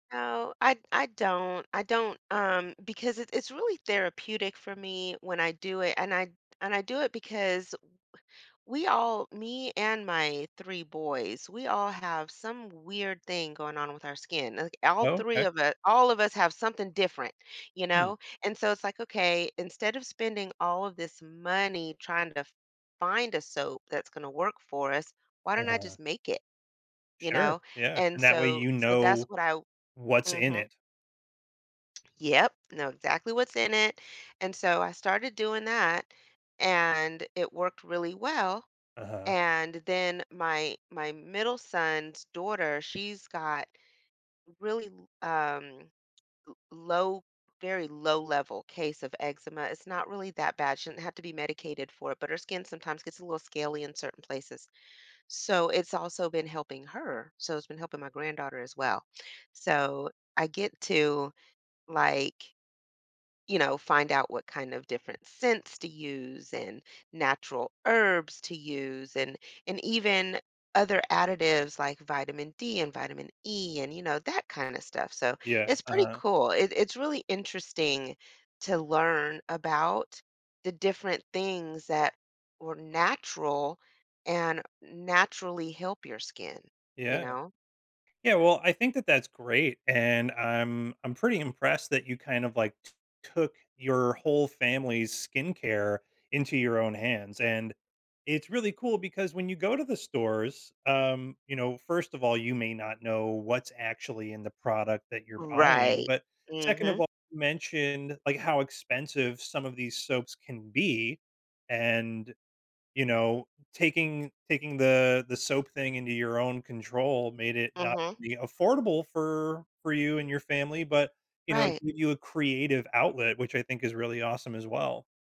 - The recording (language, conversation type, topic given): English, unstructured, How can hobbies reveal parts of my personality hidden at work?
- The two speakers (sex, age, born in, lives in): female, 50-54, United States, United States; male, 40-44, United States, United States
- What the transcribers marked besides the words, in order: tapping